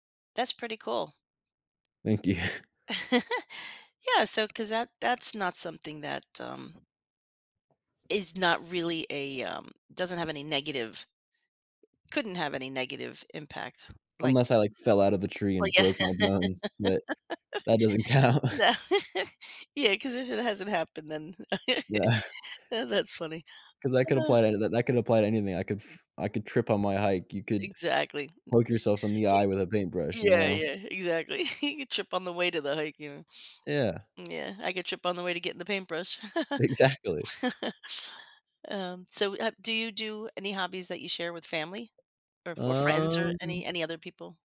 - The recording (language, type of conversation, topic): English, unstructured, How do your hobbies contribute to your overall happiness and well-being?
- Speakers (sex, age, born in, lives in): female, 60-64, United States, United States; male, 20-24, United States, United States
- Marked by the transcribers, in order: laughing while speaking: "you"; giggle; other background noise; tapping; laughing while speaking: "Well, yeah"; laugh; laughing while speaking: "count"; laugh; laughing while speaking: "Yeah"; chuckle; laughing while speaking: "Exactly"; laugh; drawn out: "Um"